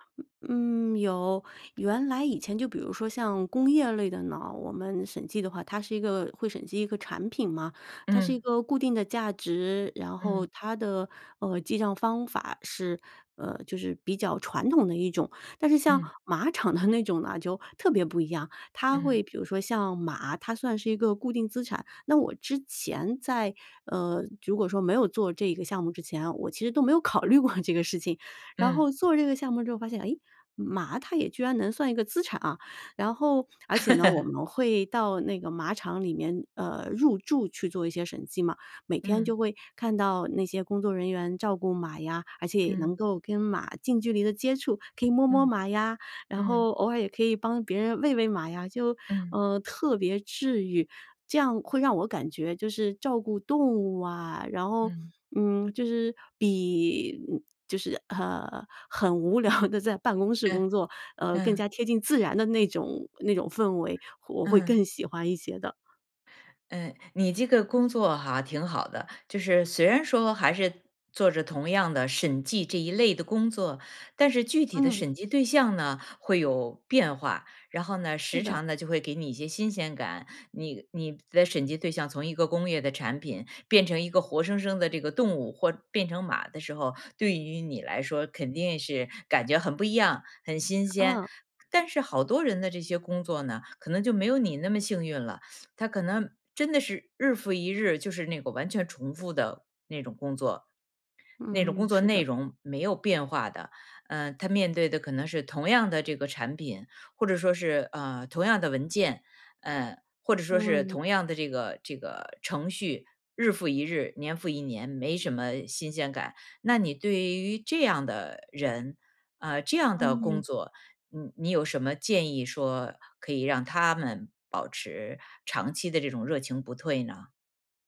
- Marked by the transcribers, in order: other background noise; laughing while speaking: "那种呢"; laughing while speaking: "过这"; laugh; laughing while speaking: "无聊地"; teeth sucking
- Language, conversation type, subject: Chinese, podcast, 你是怎么保持长期热情不退的？